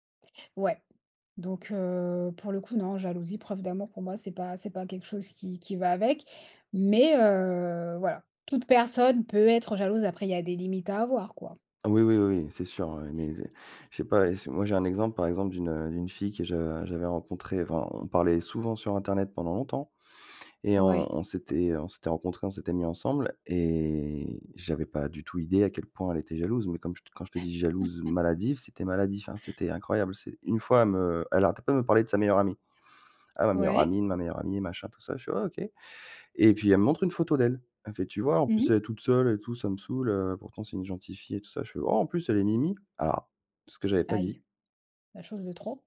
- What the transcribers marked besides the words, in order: drawn out: "et"; chuckle; tapping
- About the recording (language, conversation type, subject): French, unstructured, Que penses-tu des relations où l’un des deux est trop jaloux ?